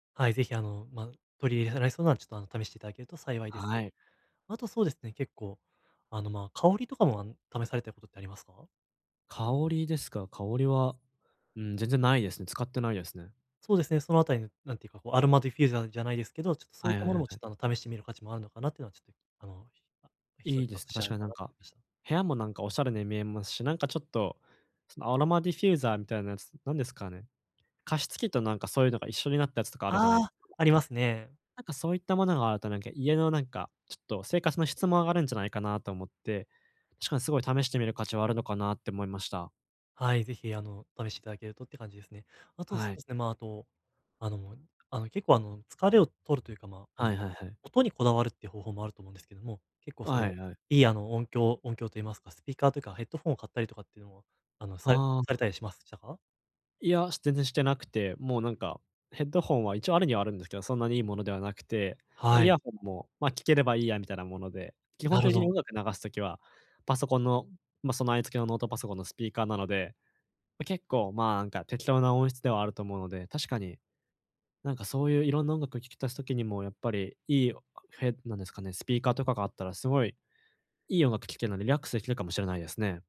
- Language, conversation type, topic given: Japanese, advice, 家でゆっくり休んで疲れを早く癒すにはどうすればいいですか？
- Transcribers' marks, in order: unintelligible speech